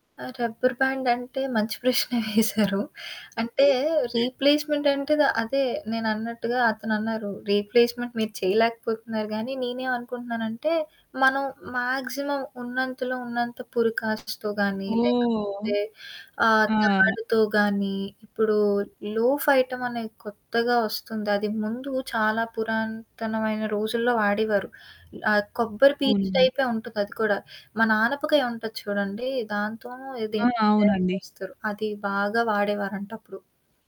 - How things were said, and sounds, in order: static; in English: "రబ్బర్"; chuckle; other background noise; in English: "రీప్లేస్మెంట్"; in English: "మాక్సిమం"; in English: "లోఫ్ ఐటమ్"; distorted speech
- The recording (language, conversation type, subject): Telugu, podcast, ప్లాస్టిక్ వాడకాన్ని తగ్గించేందుకు సులభంగా పాటించగల మార్గాలు ఏమేమి?